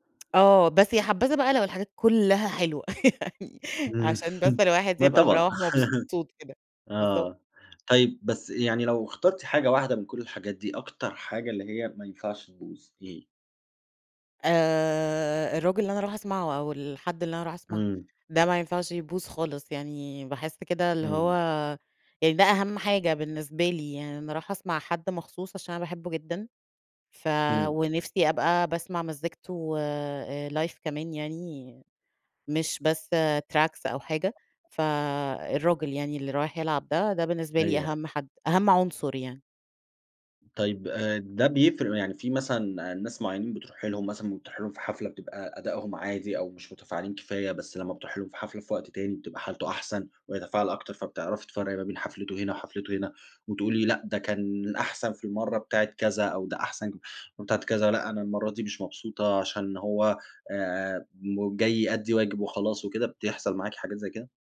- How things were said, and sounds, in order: tapping; laughing while speaking: "يعنى"; chuckle; in English: "live"; in English: "tracks"
- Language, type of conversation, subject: Arabic, podcast, إيه أكتر حاجة بتخلي الحفلة مميزة بالنسبالك؟